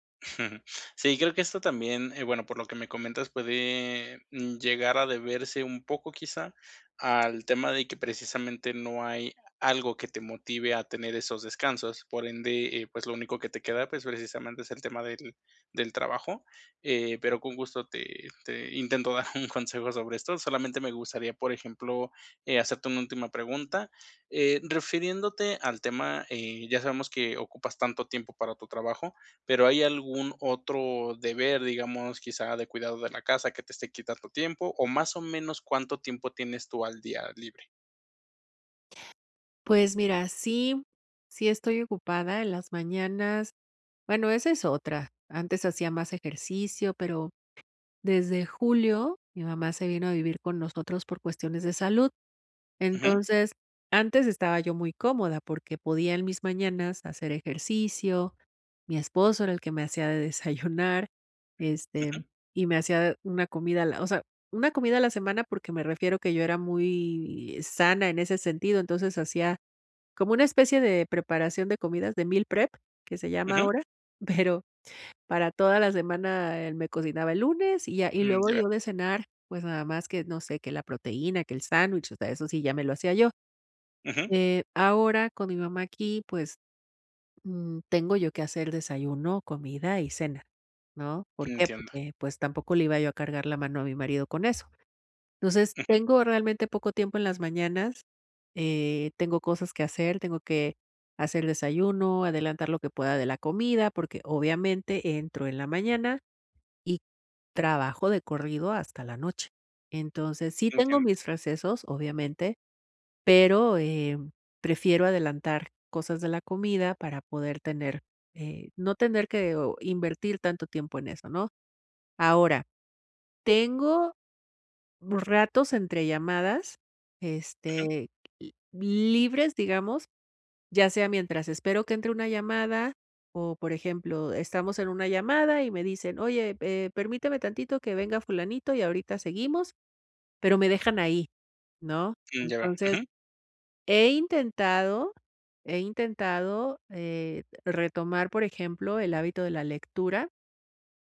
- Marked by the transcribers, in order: chuckle; laughing while speaking: "dar un"; tapping; laughing while speaking: "desayunar"; in English: "meal prep"; laughing while speaking: "pero"
- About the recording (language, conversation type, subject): Spanish, advice, ¿Cómo puedo encontrar tiempo para mis pasatiempos entre mis responsabilidades diarias?